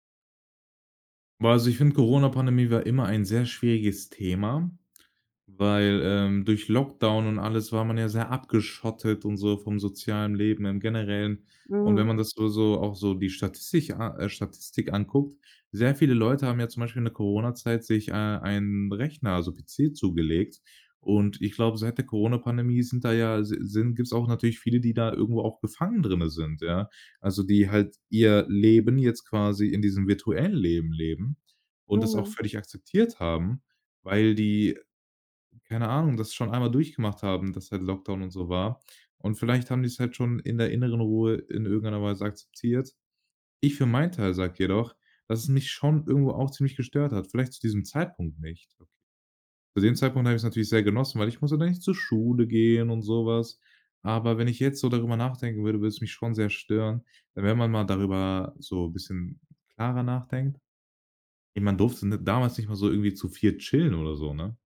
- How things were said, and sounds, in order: put-on voice: "ich musste dann nicht zur Schule gehen, und so was"
- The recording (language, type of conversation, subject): German, podcast, Wie wichtig sind reale Treffen neben Online-Kontakten für dich?